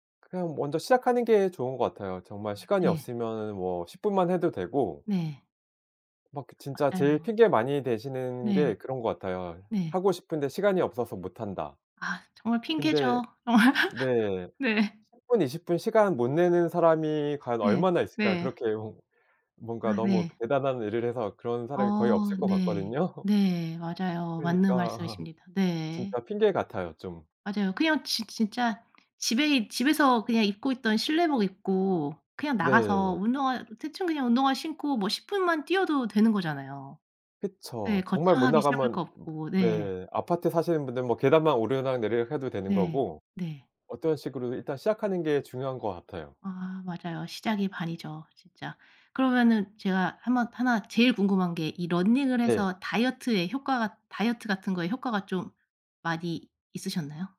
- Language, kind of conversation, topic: Korean, podcast, 규칙적으로 운동하는 습관은 어떻게 만들었어요?
- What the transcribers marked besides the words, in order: tapping; laugh; laughing while speaking: "같거든요"; laugh; other background noise